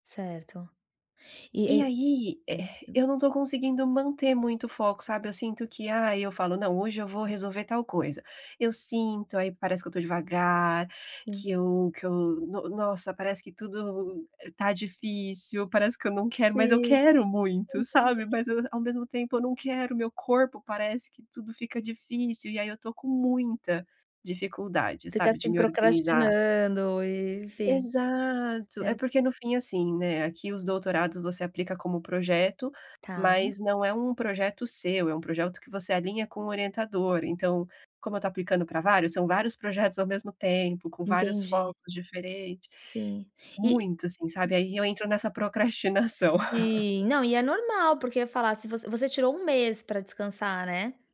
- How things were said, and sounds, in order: unintelligible speech; other background noise; stressed: "muita"; tapping; "projeto" said as "progelto"; chuckle
- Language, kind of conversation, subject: Portuguese, advice, Como consigo manter o foco por longos períodos de estudo?